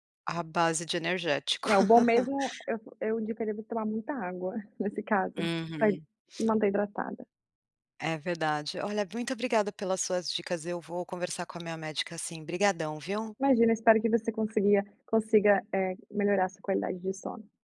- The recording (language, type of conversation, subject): Portuguese, advice, Como a sonolência excessiva durante o dia está atrapalhando seu trabalho?
- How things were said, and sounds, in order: laugh; chuckle; tapping